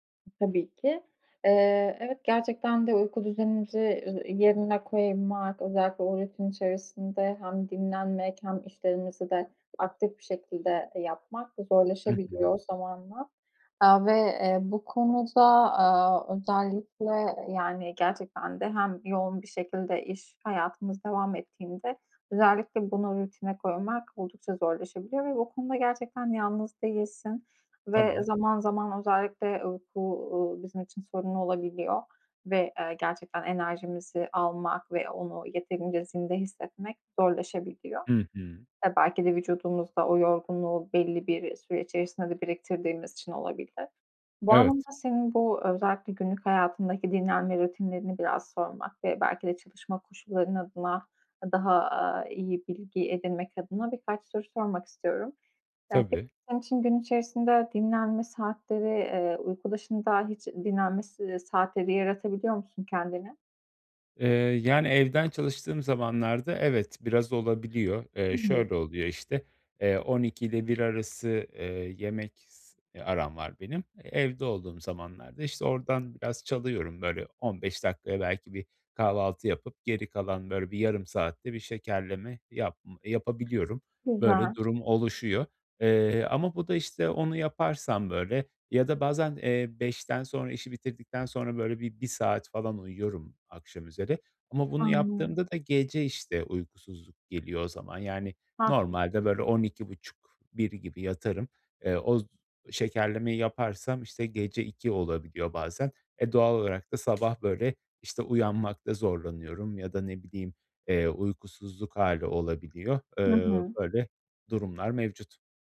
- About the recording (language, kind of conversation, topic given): Turkish, advice, Sabah rutininizde yaptığınız hangi değişiklikler uyandıktan sonra daha enerjik olmanıza yardımcı olur?
- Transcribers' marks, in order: tapping; other background noise